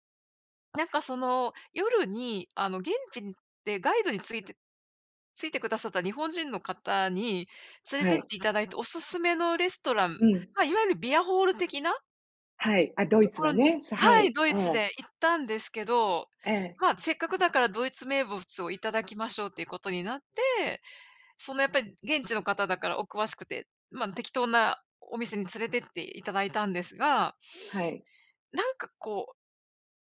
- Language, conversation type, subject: Japanese, unstructured, 初めての旅行で一番驚いたことは何ですか？
- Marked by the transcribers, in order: none